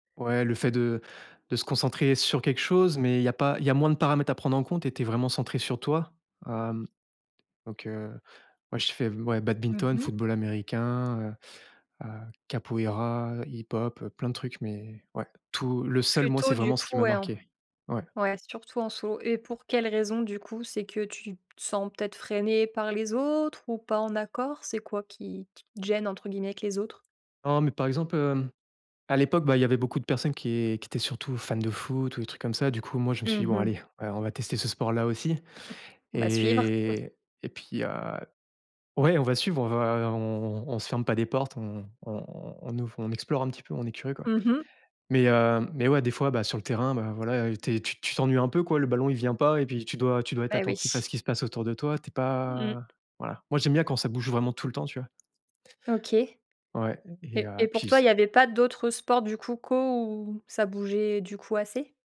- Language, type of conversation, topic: French, podcast, Préférez-vous pratiquer seul ou avec des amis, et pourquoi ?
- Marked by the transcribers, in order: other background noise; chuckle; drawn out: "Et"; tapping